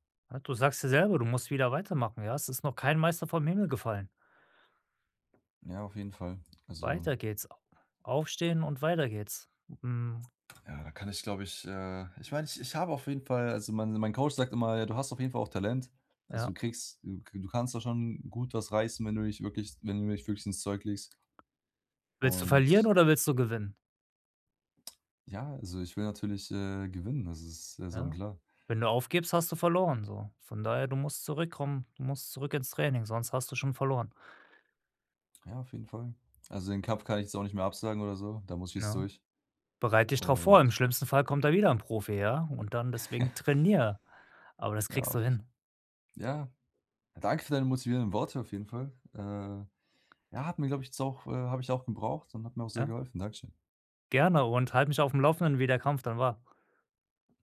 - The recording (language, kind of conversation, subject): German, advice, Wie kann ich nach einem Rückschlag meine Motivation wiederfinden?
- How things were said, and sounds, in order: other background noise; laughing while speaking: "Ja"